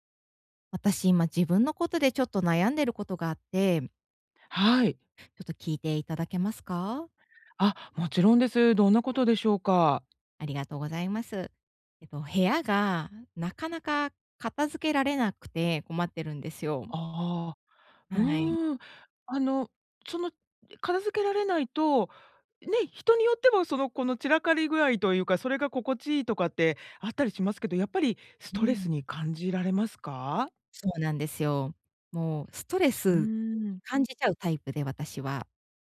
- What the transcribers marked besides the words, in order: none
- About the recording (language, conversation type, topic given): Japanese, advice, 家の散らかりは私のストレスにどのような影響を与えますか？